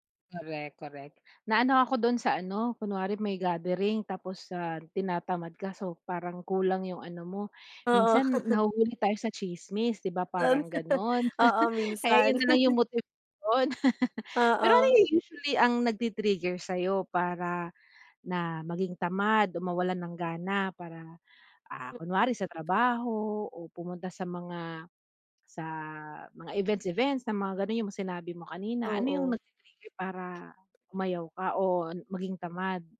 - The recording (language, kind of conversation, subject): Filipino, podcast, Paano mo minomotibahan ang sarili mo kapag tinatamad ka o wala kang gana?
- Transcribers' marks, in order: chuckle; chuckle; laugh; tapping